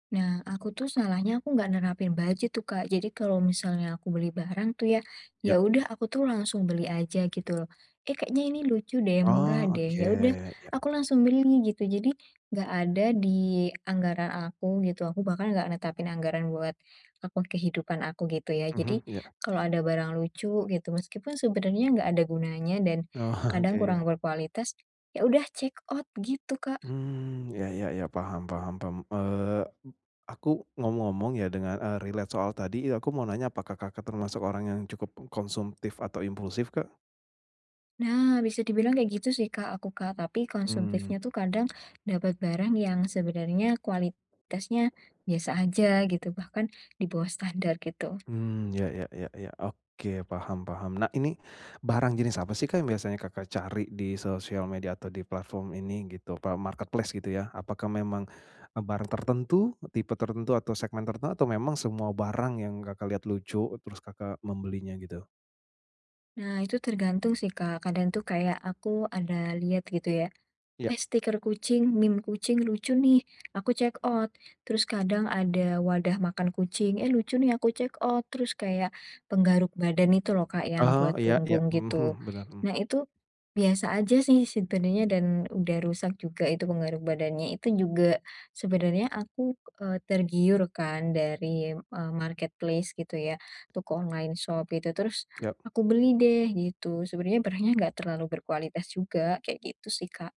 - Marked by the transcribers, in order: in English: "budget"; tapping; laughing while speaking: "Oke"; in English: "check out"; in English: "relate"; in English: "marketplace"; in English: "check out"; in English: "check out"; in English: "marketplace"; in English: "online shop"
- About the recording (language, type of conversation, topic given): Indonesian, advice, Bagaimana cara menyeimbangkan kualitas dan anggaran saat berbelanja?